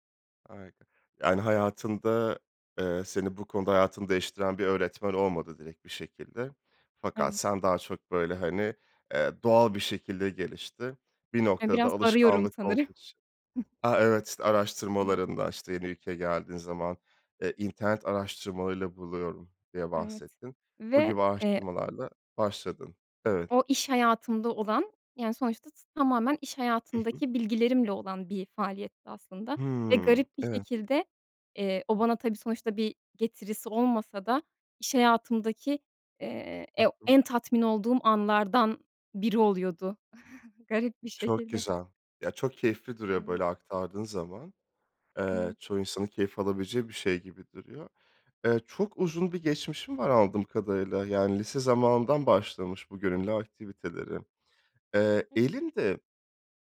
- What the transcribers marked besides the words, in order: unintelligible speech; laughing while speaking: "sanırım"; other background noise; unintelligible speech; chuckle; laughing while speaking: "garip bir şekilde"
- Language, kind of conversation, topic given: Turkish, podcast, İnsanları gönüllü çalışmalara katılmaya nasıl teşvik edersin?